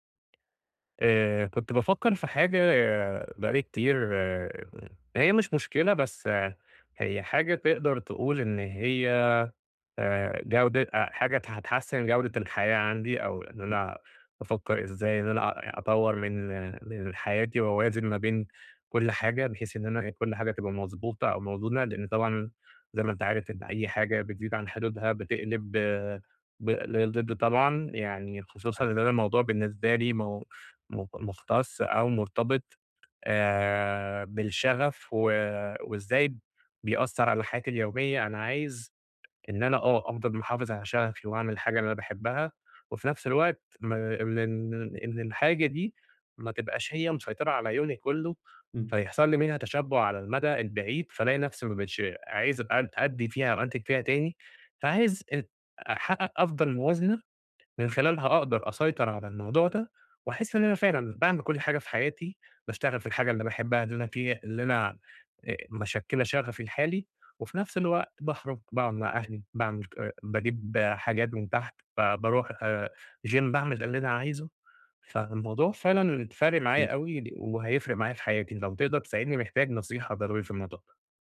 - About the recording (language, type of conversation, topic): Arabic, advice, إزاي أوازن بين شغفي وهواياتي وبين متطلبات حياتي اليومية؟
- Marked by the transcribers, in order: unintelligible speech; in English: "gym"; unintelligible speech